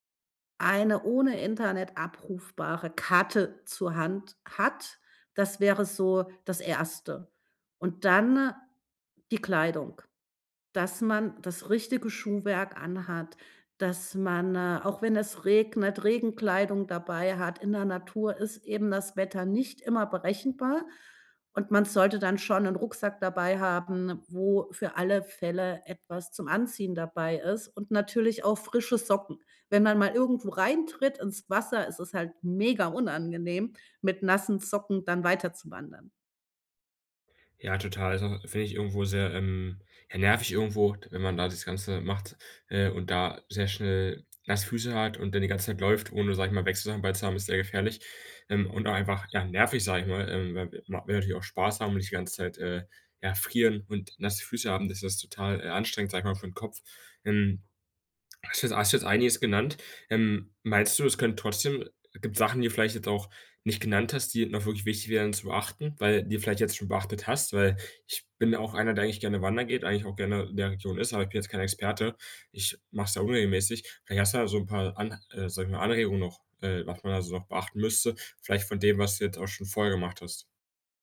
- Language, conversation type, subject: German, podcast, Welche Tipps hast du für sicheres Alleinwandern?
- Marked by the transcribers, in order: none